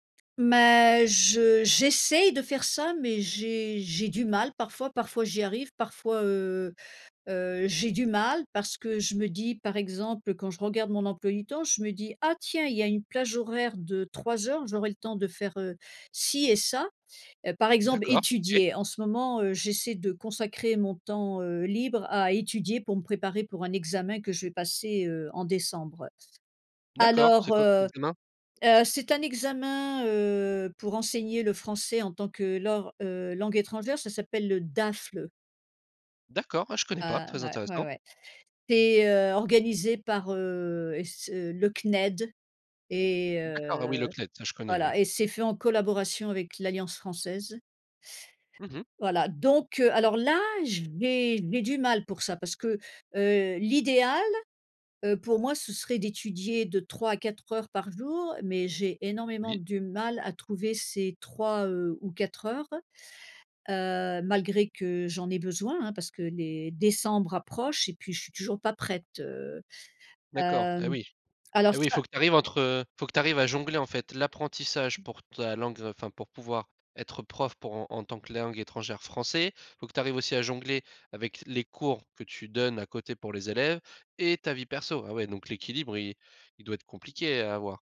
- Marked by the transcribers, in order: other background noise; stressed: "étudier"; unintelligible speech; stressed: "l'idéal"; stressed: "et"
- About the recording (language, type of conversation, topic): French, podcast, Comment trouvez-vous l’équilibre entre le travail et la vie personnelle ?